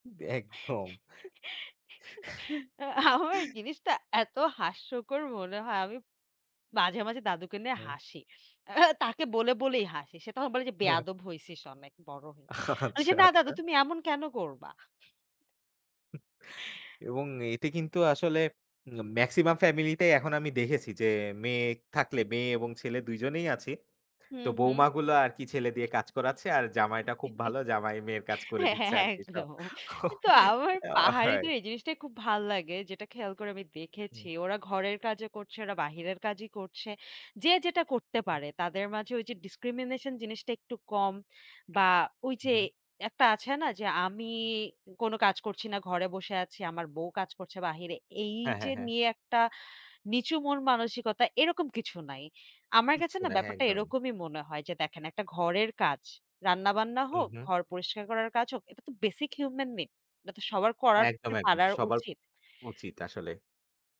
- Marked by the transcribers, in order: laugh; laughing while speaking: "আ আমার জিনিসটা"; chuckle; laughing while speaking: "আ"; chuckle; laughing while speaking: "আচ্ছা, আচ্ছা"; chuckle; laughing while speaking: "একদম। কিন্তু আমার"; tapping; chuckle; in English: "ডিসক্রিমিনেশন"; throat clearing; in English: "basic human make"
- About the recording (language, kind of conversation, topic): Bengali, unstructured, আপনি কোথায় ভ্রমণ করতে সবচেয়ে বেশি পছন্দ করেন?